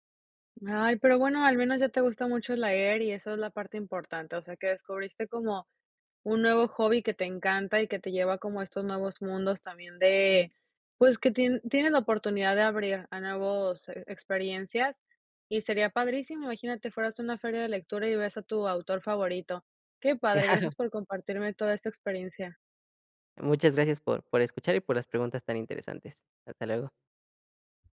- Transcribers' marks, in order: laughing while speaking: "Claro"
- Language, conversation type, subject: Spanish, podcast, ¿Por qué te gustan tanto los libros?